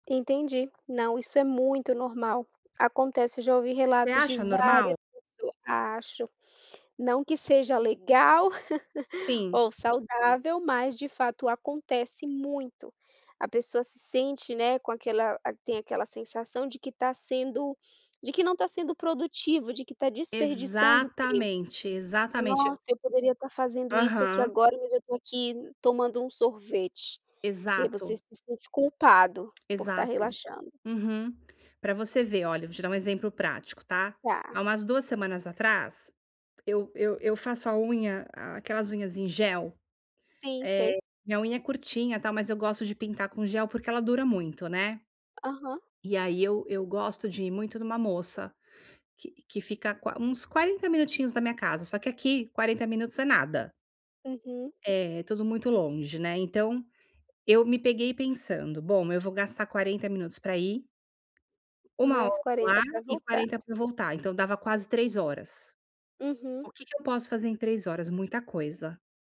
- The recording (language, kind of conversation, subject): Portuguese, advice, Por que não consigo relaxar quando estou em casa?
- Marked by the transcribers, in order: tapping; other background noise; laugh